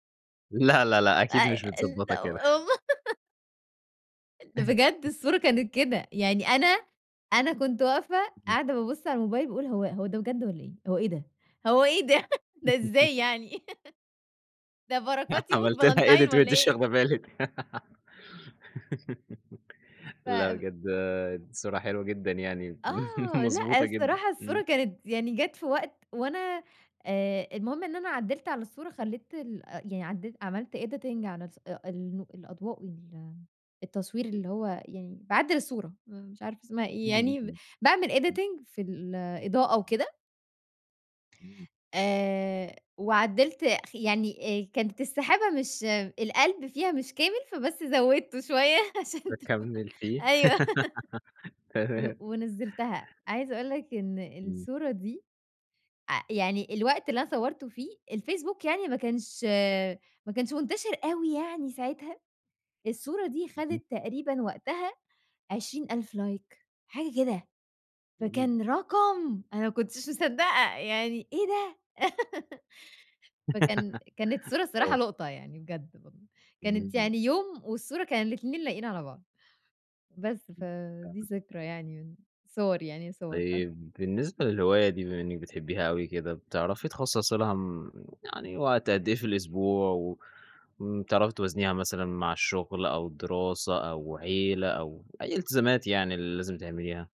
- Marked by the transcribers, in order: laugh; chuckle; laughing while speaking: "هو إيه ده؟ ده إزاي يعني؟ ده بركات يوم الفالنتين والّا إيه؟"; chuckle; laugh; laughing while speaking: "عملت لها edit وأنتِ مش واخدة بالِك"; in English: "edit"; laugh; chuckle; in English: "editing"; in English: "editing"; tapping; laughing while speaking: "زودته شوية عشان تكون أيوه"; laugh; unintelligible speech; in English: "لايك"; laugh
- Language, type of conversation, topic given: Arabic, podcast, إيه الهواية اللي بتحب تعملها في وقت فراغك؟